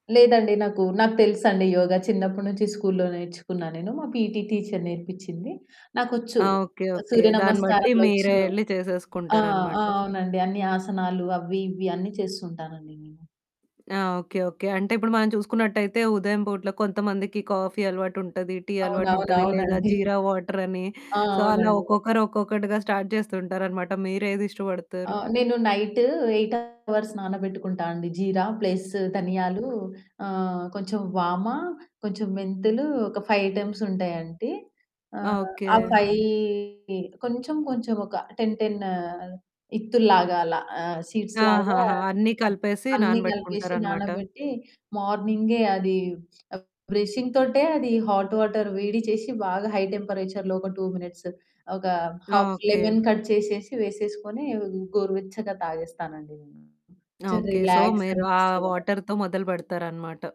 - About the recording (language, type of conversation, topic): Telugu, podcast, రోజు ఉదయం మీరు మీ రోజును ఎలా ప్రారంభిస్తారు?
- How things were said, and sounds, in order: in English: "పీటీ టీచర్"; tapping; distorted speech; in Hindi: "జీరా"; giggle; in English: "వాటర్"; in English: "సో"; in English: "స్టార్ట్"; static; in English: "నైట్ ఎయిట్ హవర్స్"; other background noise; in English: "ప్లస్"; in English: "ఫైవ్ ఐటెమ్స్"; in English: "ఫైవ్"; in English: "సీడ్స్‌లాగా"; in English: "బ్రషింగ్‌తోటే"; in English: "హాట్ వాటర్"; in English: "హై టెంపరేచర్‌లో"; in English: "టూ మినిట్స్"; in English: "హాఫ్ లెమన్ కట్"; in English: "రిలాక్స్"; in English: "సో"; in English: "వాటర్‌తో"